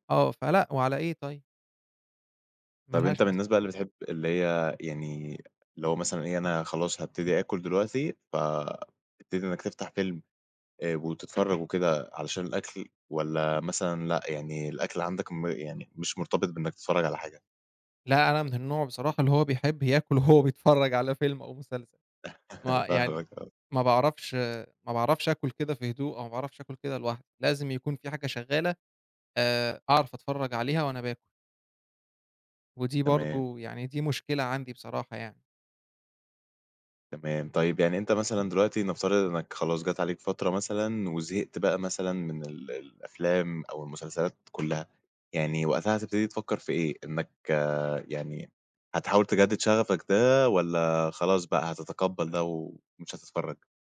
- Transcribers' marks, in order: laughing while speaking: "وهو بيتفرّج على فيلم أو مسلسل"; laugh; tapping; other background noise
- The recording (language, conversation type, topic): Arabic, podcast, احكيلي عن هوايتك المفضلة وإزاي بدأت فيها؟